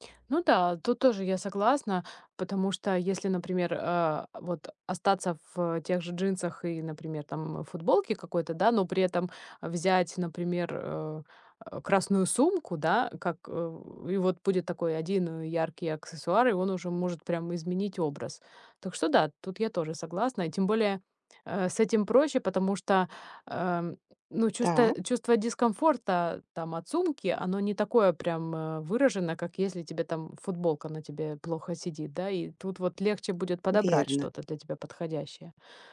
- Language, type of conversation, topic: Russian, advice, Как мне выбрать стиль одежды, который мне подходит?
- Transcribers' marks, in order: tapping; other background noise